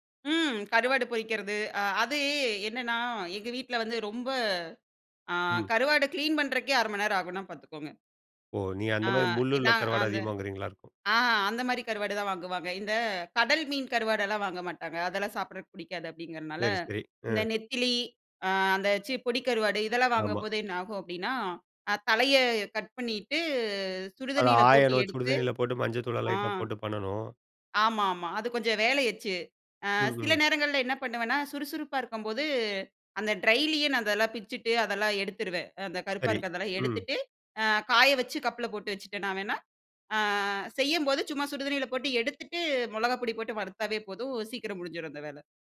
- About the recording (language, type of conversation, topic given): Tamil, podcast, தூண்டுதல் குறைவாக இருக்கும் நாட்களில் உங்களுக்கு உதவும் உங்கள் வழிமுறை என்ன?
- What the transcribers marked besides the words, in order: none